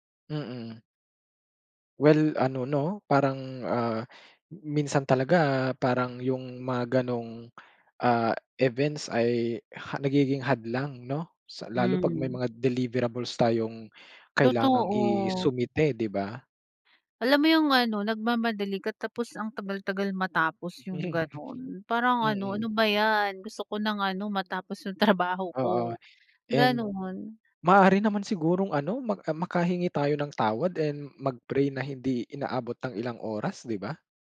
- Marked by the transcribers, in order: in English: "deliverables"; chuckle; other background noise
- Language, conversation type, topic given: Filipino, podcast, Anong simpleng nakagawian ang may pinakamalaking epekto sa iyo?